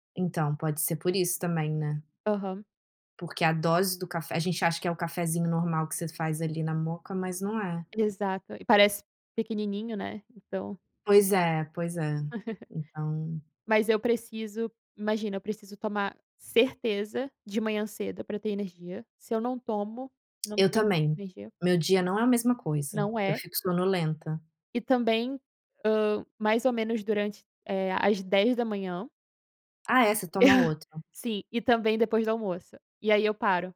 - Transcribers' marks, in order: in Italian: "moka"; laugh; chuckle; tapping
- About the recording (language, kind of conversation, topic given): Portuguese, unstructured, Qual é o seu truque para manter a energia ao longo do dia?